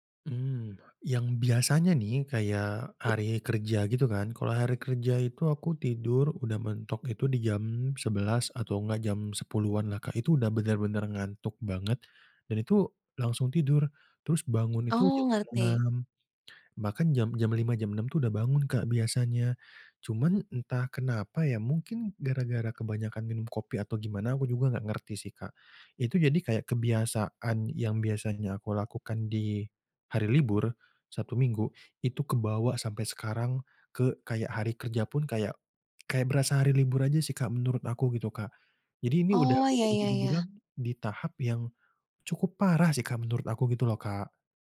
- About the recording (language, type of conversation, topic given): Indonesian, advice, Mengapa saya sulit tidur tepat waktu dan sering bangun terlambat?
- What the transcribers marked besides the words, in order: tapping